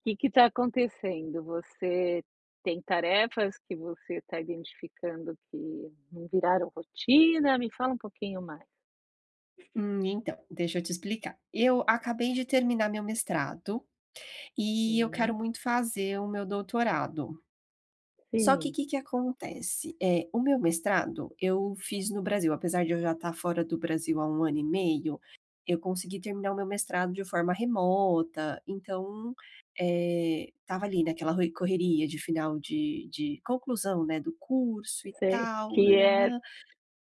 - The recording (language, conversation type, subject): Portuguese, advice, Como posso voltar a me motivar depois de um retrocesso que quebrou minha rotina?
- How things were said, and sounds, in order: tapping